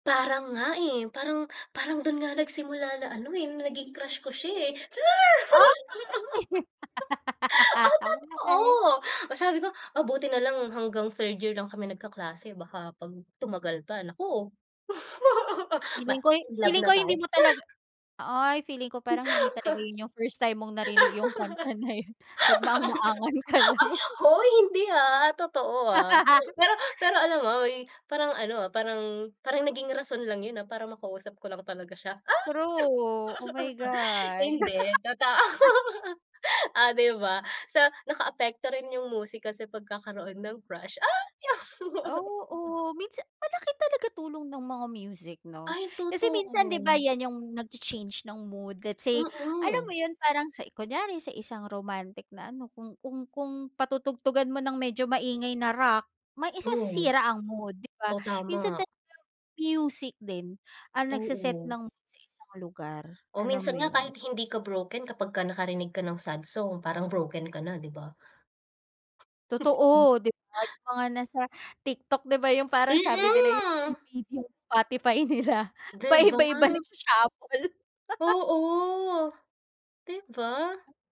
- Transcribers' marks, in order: anticipating: "Parang nga eh, parang parang … ko siya eh"; other background noise; surprised: "Ah"; joyful: "char! Oh, totoo!"; laugh; tapping; laugh; laugh; laugh; joyful: "Hoy, hindi ah, totoo ah"; background speech; laughing while speaking: "kanta na yun, nagmaang-maangan ka lang"; laugh; joyful: "ah!"; laugh; laughing while speaking: "totoo"; laugh; joyful: "Ah!"; laugh; chuckle; drawn out: "Mm"; unintelligible speech; laughing while speaking: "Spotify nila paiba-iba nagsha-shuffle"; laugh; drawn out: "Oo"
- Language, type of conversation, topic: Filipino, podcast, Paano nakaapekto ang barkada mo sa tugtugan mo?